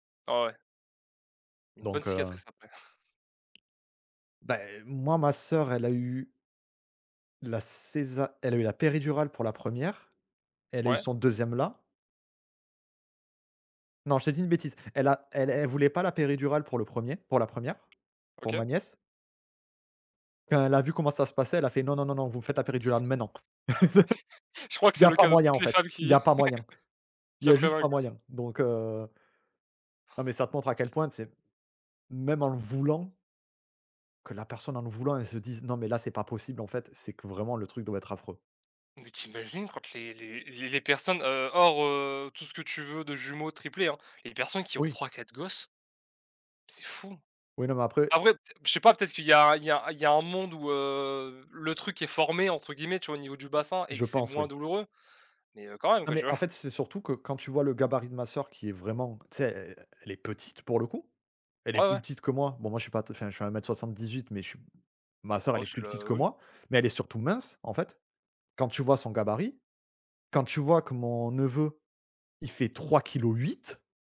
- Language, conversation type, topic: French, unstructured, Qu’est-ce qui te choque dans certaines pratiques médicales du passé ?
- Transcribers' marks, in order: chuckle; other background noise; put-on voice: "Non, non, non, vous me … juste pas moyen"; chuckle; laugh; unintelligible speech; stressed: "voulant"; chuckle; stressed: "trois kilos huit"